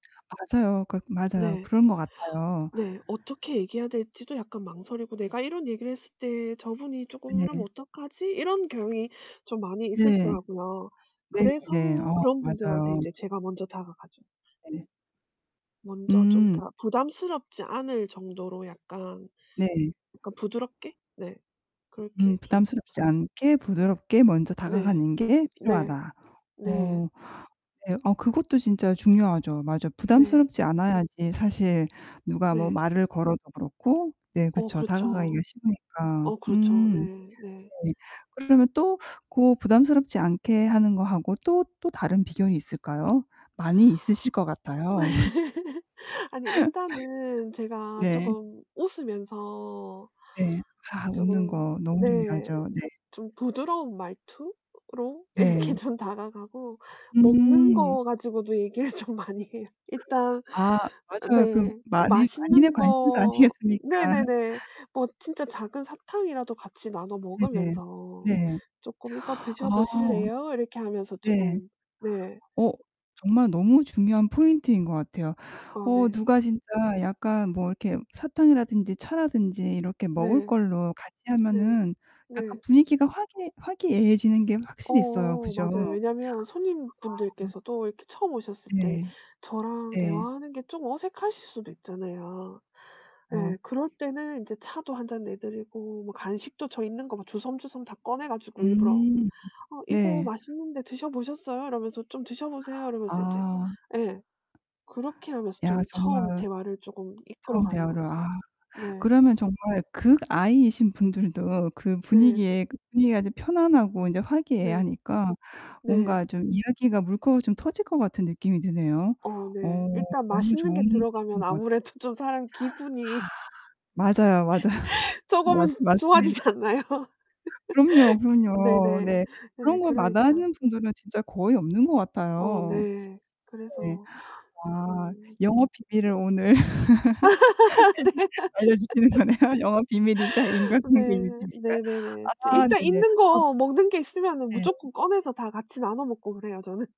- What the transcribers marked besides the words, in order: distorted speech; other background noise; laugh; laughing while speaking: "이렇게 좀"; laughing while speaking: "얘기를 좀 많이 해요"; laughing while speaking: "아니겠습니까?"; gasp; laughing while speaking: "아무래도"; sigh; laughing while speaking: "맞아"; laughing while speaking: "쪼금은 좋아지지 않나요?"; laugh; gasp; laughing while speaking: "오늘 알려주시는 거네요"; laugh; unintelligible speech; laugh; laughing while speaking: "네"; laugh; laughing while speaking: "인간관계"; laughing while speaking: "저는"
- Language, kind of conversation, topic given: Korean, podcast, 건강한 인간관계를 오래 유지하려면 무엇이 가장 중요할까요?